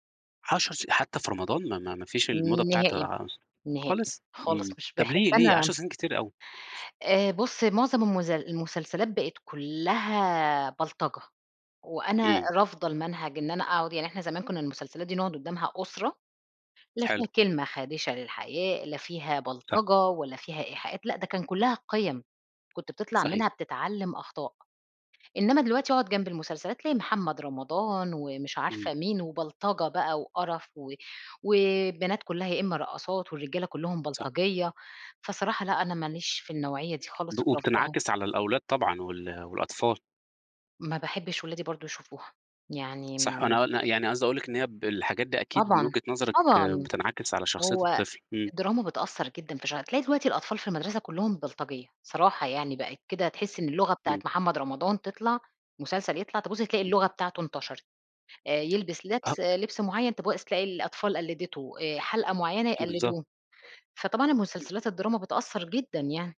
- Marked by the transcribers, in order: tapping; unintelligible speech; unintelligible speech
- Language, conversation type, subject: Arabic, podcast, إيه المسلسل اللي في رأيك لازم كل الناس تتفرّج عليه؟